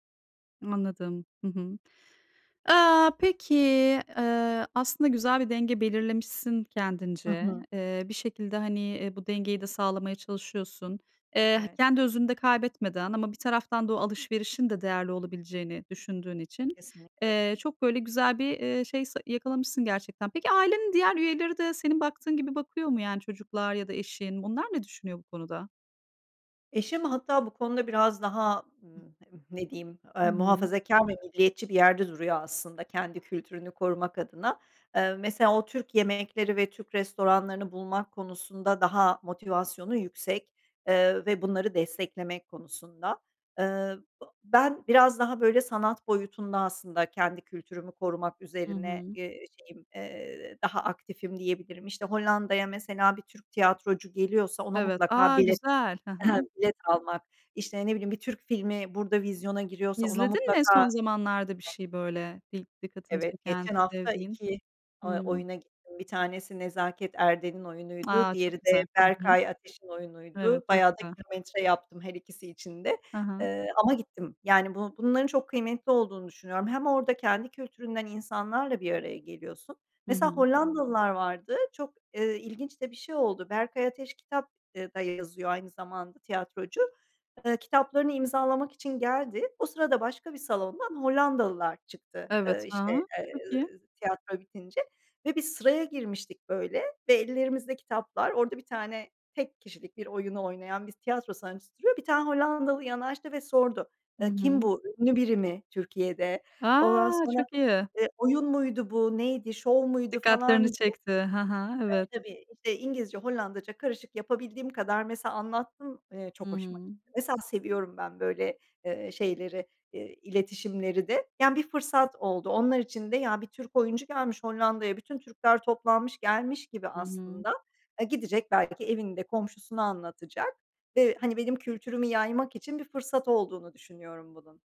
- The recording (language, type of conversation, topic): Turkish, podcast, Kültürünü yaşatmak için günlük hayatında neler yapıyorsun?
- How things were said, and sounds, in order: other background noise; tapping; unintelligible speech